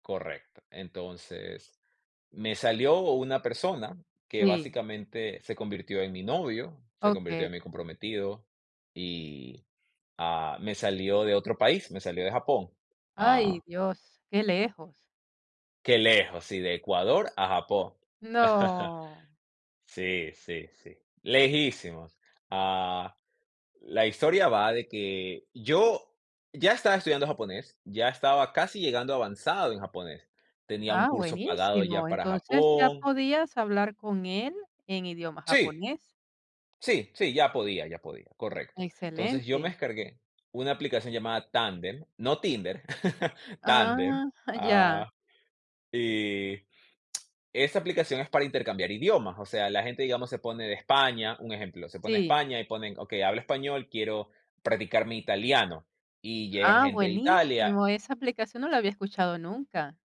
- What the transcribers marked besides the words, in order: tapping; chuckle; chuckle; lip smack; other background noise
- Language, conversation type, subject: Spanish, podcast, ¿Te ha pasado que conociste a alguien justo cuando más lo necesitabas?